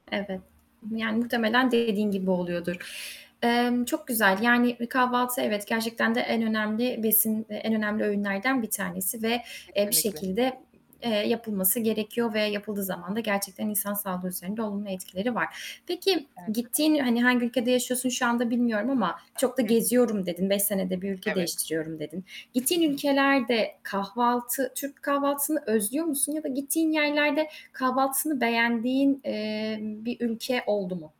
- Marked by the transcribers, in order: static; other background noise; distorted speech; mechanical hum; tapping; chuckle
- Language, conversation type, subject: Turkish, podcast, Kahvaltıda senin olmazsa olmazın nedir, neden?